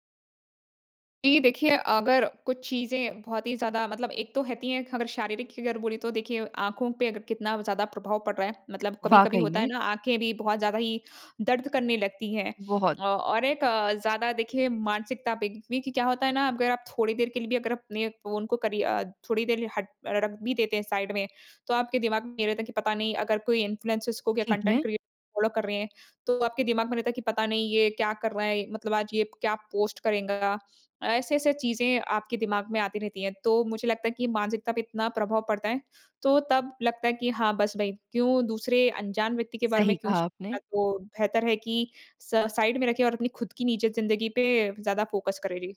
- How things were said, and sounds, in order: "रहती" said as "हैंती"; in English: "साइड"; in English: "इन्फ्लुएंसेज़"; in English: "कंटेंट क्रिएटर"
- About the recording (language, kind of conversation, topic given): Hindi, podcast, आप फ़ोन या सोशल मीडिया से अपना ध्यान भटकने से कैसे रोकते हैं?